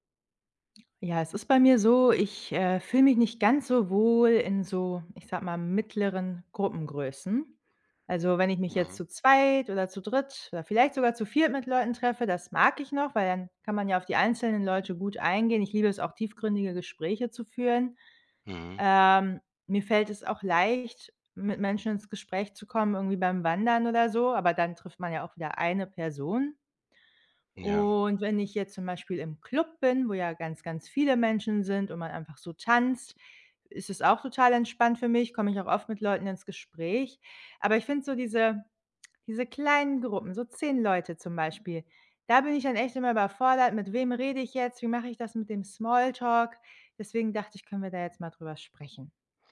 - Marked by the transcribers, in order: other background noise
- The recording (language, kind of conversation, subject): German, advice, Wie äußert sich deine soziale Angst bei Treffen oder beim Small Talk?